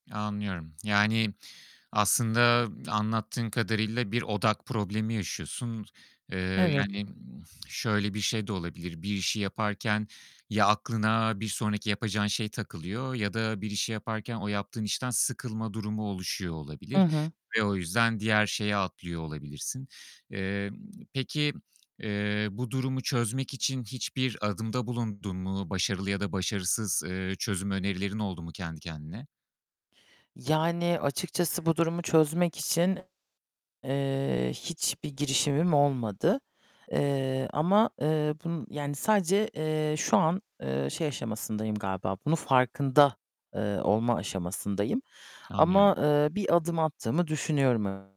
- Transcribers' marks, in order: exhale; other background noise; lip smack; distorted speech
- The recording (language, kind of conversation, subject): Turkish, advice, Birden çok işi aynı anda yapmaya çalıştığımda verimimin düşmesini nasıl engelleyebilirim?